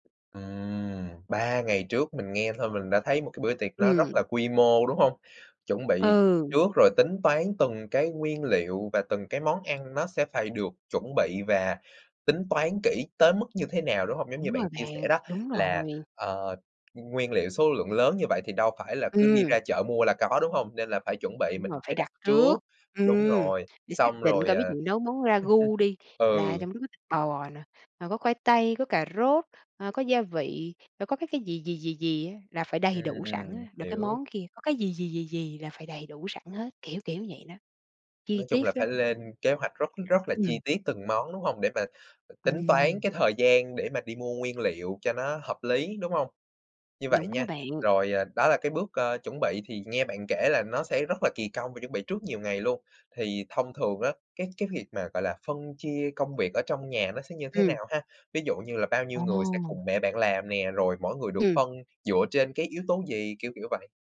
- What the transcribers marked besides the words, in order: tapping; chuckle
- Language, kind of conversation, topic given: Vietnamese, podcast, Bạn chuẩn bị thế nào cho bữa tiệc gia đình lớn?